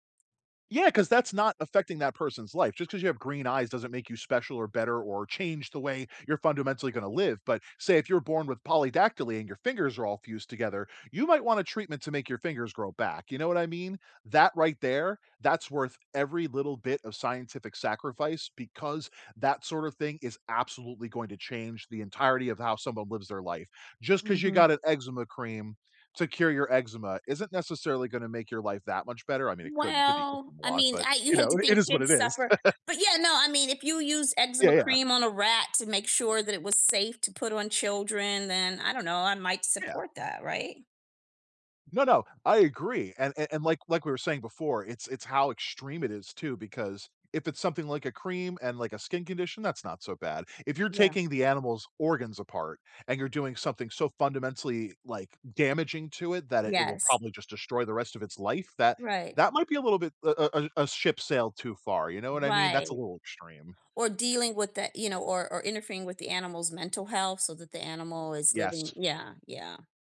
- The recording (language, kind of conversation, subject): English, unstructured, How do you feel about the use of animals in scientific experiments?
- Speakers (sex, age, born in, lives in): female, 55-59, United States, United States; male, 40-44, United States, United States
- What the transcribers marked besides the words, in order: other background noise; chuckle